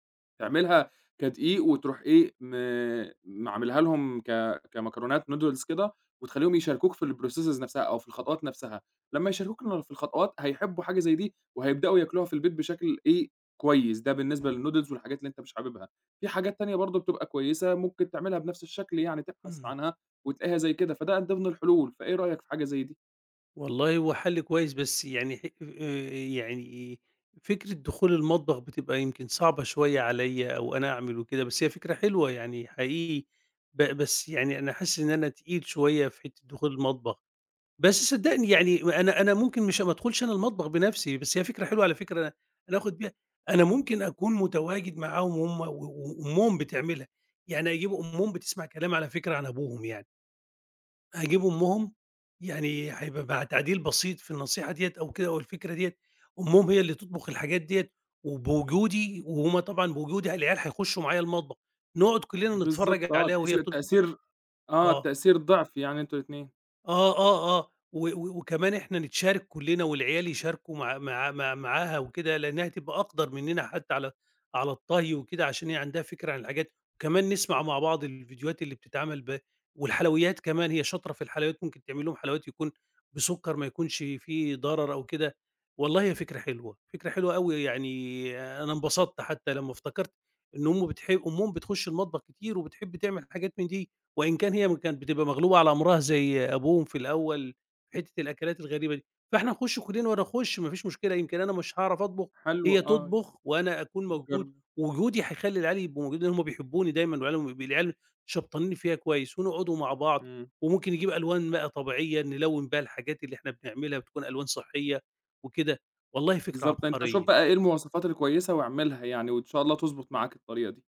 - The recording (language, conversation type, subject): Arabic, advice, إزاي أقنع الأطفال يجرّبوا أكل صحي جديد؟
- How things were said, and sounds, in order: in English: "نودلز"; in English: "الprocesses"; in English: "للنودلز"